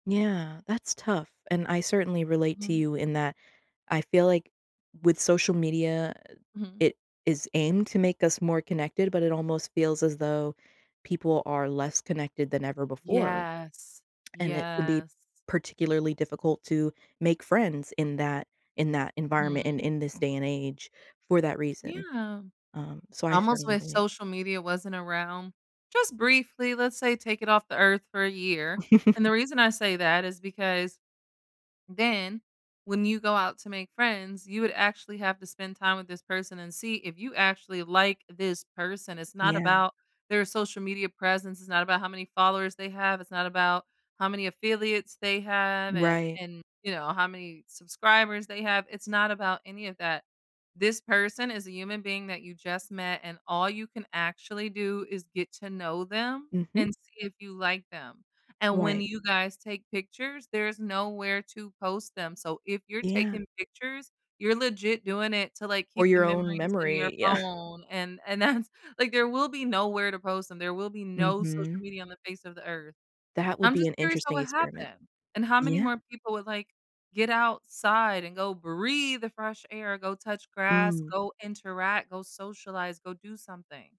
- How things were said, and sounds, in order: lip smack; chuckle; other background noise; laughing while speaking: "Yeah"; laughing while speaking: "and that's"; stressed: "breathe"
- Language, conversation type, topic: English, unstructured, How can I tell if a relationship helps or holds me back?
- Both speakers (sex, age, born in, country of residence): female, 25-29, United States, United States; female, 35-39, United States, United States